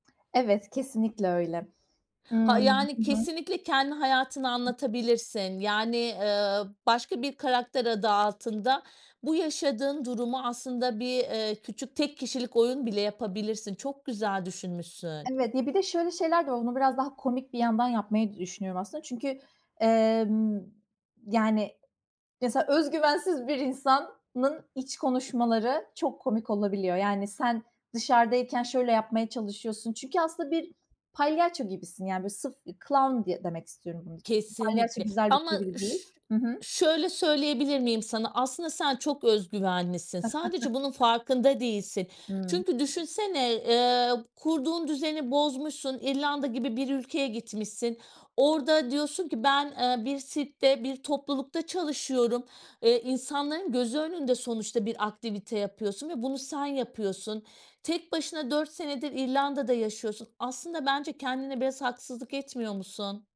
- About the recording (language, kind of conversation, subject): Turkish, podcast, Özgüvenini nasıl inşa ettin?
- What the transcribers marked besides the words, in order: other background noise; tapping; "insanın" said as "insannın"; in English: "clown"; chuckle